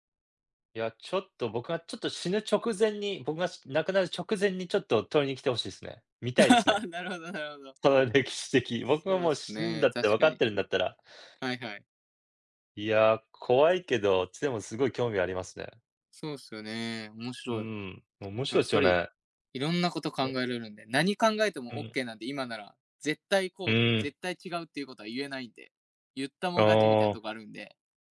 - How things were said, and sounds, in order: laugh; tapping
- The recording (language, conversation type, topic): Japanese, unstructured, 宇宙についてどう思いますか？